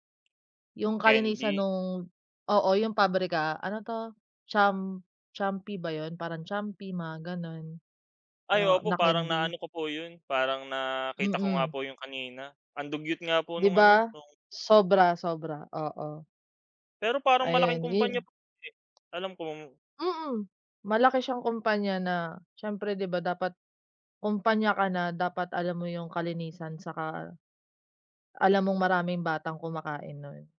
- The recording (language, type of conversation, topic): Filipino, unstructured, Ano ang palagay mo sa mga taong hindi pinapahalagahan ang kalinisan ng pagkain?
- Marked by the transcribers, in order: other background noise; unintelligible speech